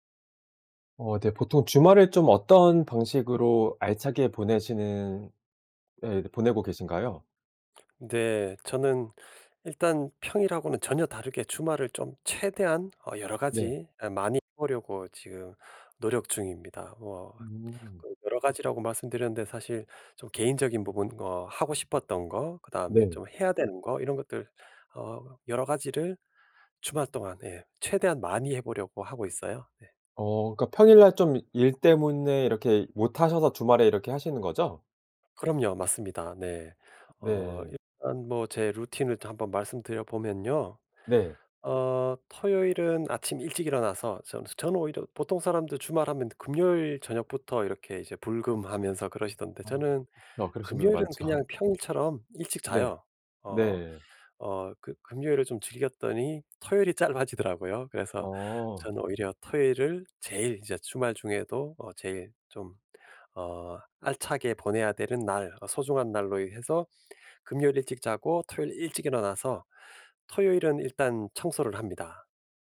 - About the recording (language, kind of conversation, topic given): Korean, podcast, 주말을 알차게 보내는 방법은 무엇인가요?
- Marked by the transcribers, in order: other background noise; laughing while speaking: "많죠"